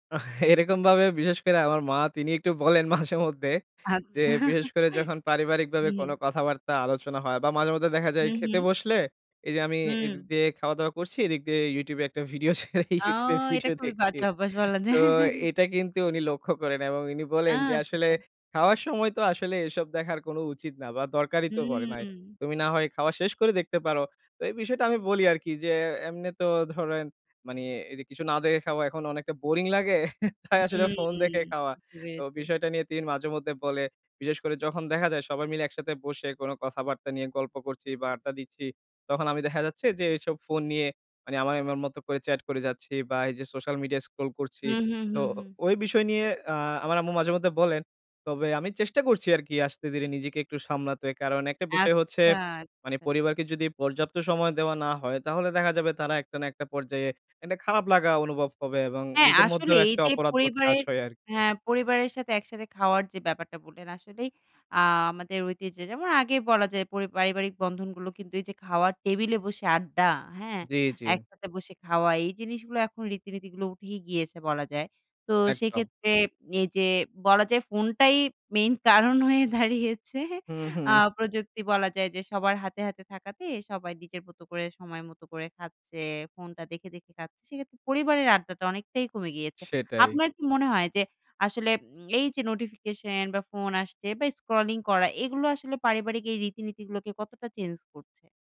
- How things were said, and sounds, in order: laughing while speaking: "এরকমভাবে বিশেষ করে আমার মা তিনি একটু বলেন মাঝে মধ্যে"; laughing while speaking: "আচ্ছা"; laughing while speaking: "ভিডিও ছেড়ে YouTube এ ভিডিও দেখছি"; chuckle; laughing while speaking: "বোরিং লাগে। তাই আসলে ফোন দেখে খাওয়া"; laughing while speaking: "মেইন কারণ হয়ে দাঁড়িয়েছে"
- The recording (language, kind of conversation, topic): Bengali, podcast, অনলাইন বিভ্রান্তি সামলাতে তুমি কী করো?